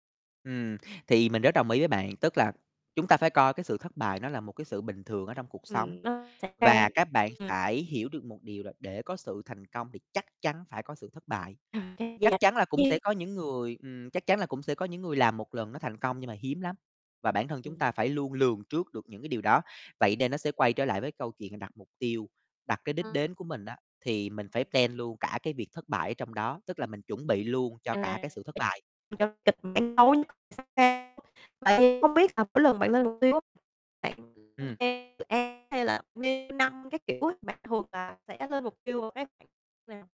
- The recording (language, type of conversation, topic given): Vietnamese, podcast, Bạn làm gì để chấp nhận những phần chưa hoàn hảo của bản thân?
- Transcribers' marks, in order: tapping; static; distorted speech; unintelligible speech; unintelligible speech; in English: "plan"; other background noise; unintelligible speech